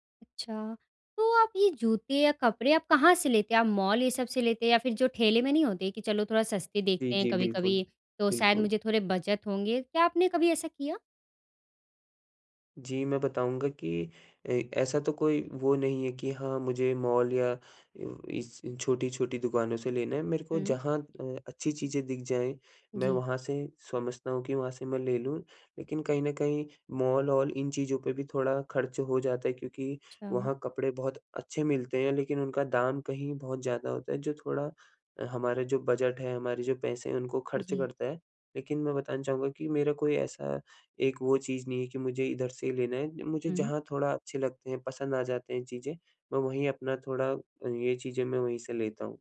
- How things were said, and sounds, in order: in English: "बजट"
- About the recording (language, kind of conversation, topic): Hindi, advice, मैं अपनी खर्च करने की आदतें कैसे बदलूँ?